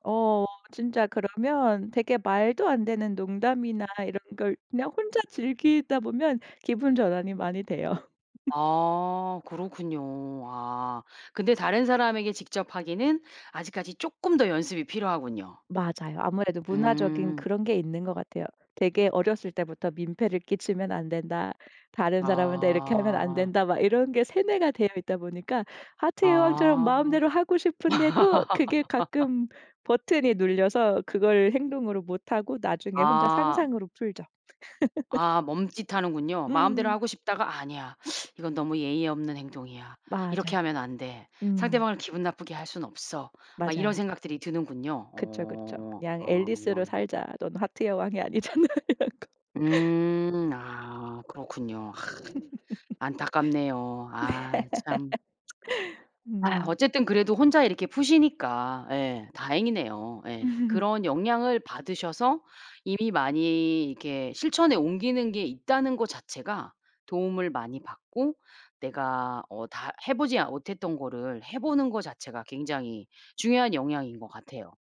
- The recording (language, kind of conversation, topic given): Korean, podcast, 좋아하는 이야기가 당신에게 어떤 영향을 미쳤나요?
- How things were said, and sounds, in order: laugh; tapping; laugh; laugh; other background noise; laughing while speaking: "아니잖아.' 이러고"; other noise; laugh; tsk; laugh